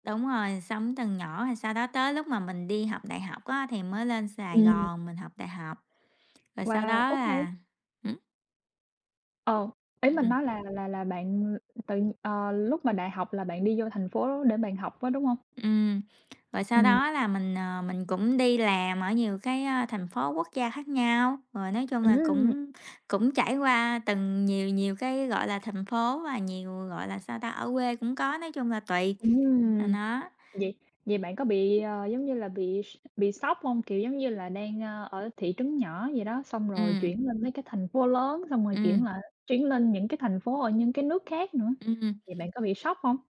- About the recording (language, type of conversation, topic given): Vietnamese, unstructured, Bạn thích sống ở thành phố lớn hay ở thị trấn nhỏ hơn?
- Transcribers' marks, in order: other background noise; tapping